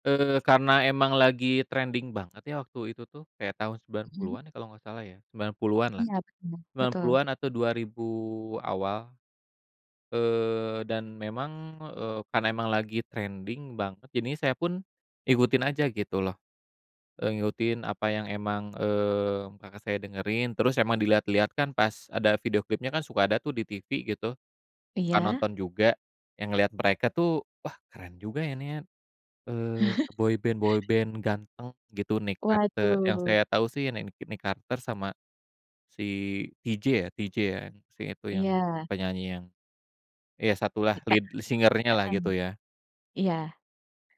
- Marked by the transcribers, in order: in English: "trending"; tapping; in English: "trending"; chuckle; in English: "boyband-boyband"; in English: "lead singer-nya"
- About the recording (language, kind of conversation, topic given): Indonesian, podcast, Musik apa yang sering diputar di rumah saat kamu kecil, dan kenapa musik itu berkesan bagi kamu?